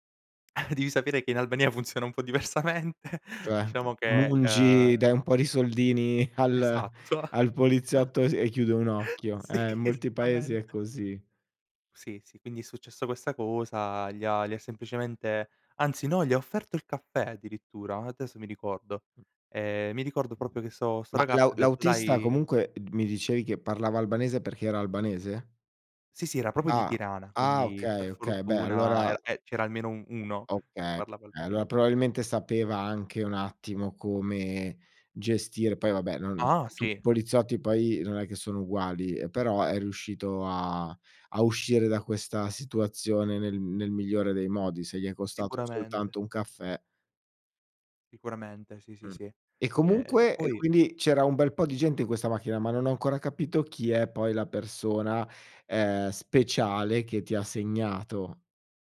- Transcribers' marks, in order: chuckle; laughing while speaking: "diversamente!"; unintelligible speech; other background noise; laughing while speaking: "al"; laughing while speaking: "Esatto, esa sì"; "adesso" said as "atesso"; "proprio" said as "propio"; "proprio" said as "propio"
- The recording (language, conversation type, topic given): Italian, podcast, Hai mai incontrato qualcuno in viaggio che ti ha segnato?